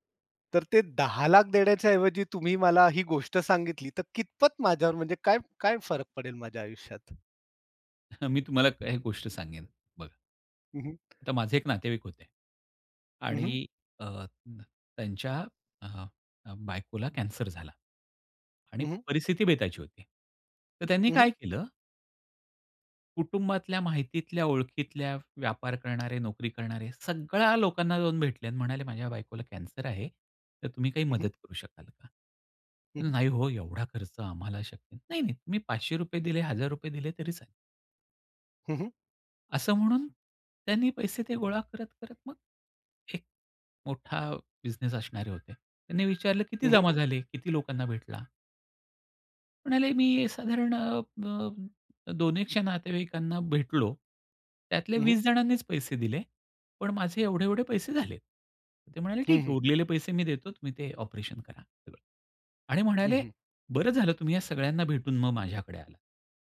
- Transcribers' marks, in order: other background noise; chuckle; tapping; alarm
- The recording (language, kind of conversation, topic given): Marathi, podcast, लोकांना प्रेरणा देणारी कथा तुम्ही कशी सांगता?